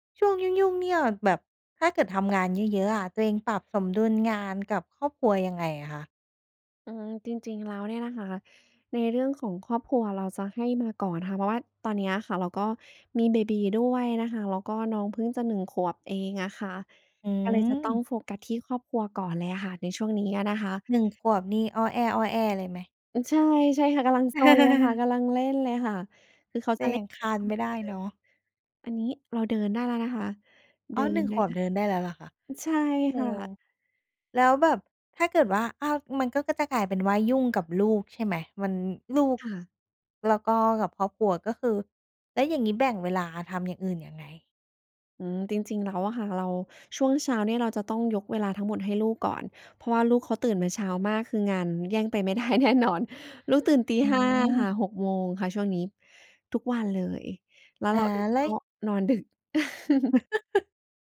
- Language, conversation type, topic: Thai, podcast, คุณมีวิธีหาความสมดุลระหว่างงานกับครอบครัวอย่างไร?
- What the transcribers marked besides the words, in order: chuckle; unintelligible speech; laughing while speaking: "ไม่ได้"; chuckle